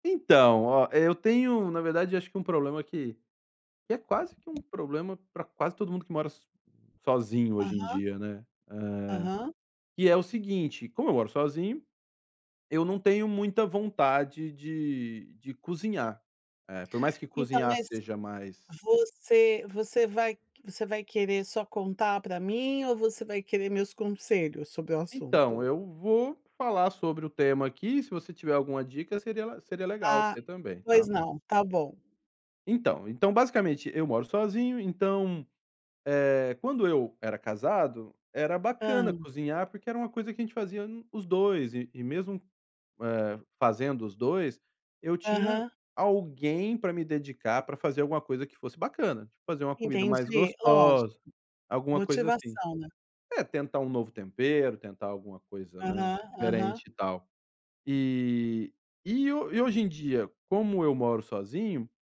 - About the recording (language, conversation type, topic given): Portuguese, advice, Como posso recuperar a motivação para cozinhar refeições saudáveis?
- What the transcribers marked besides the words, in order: tapping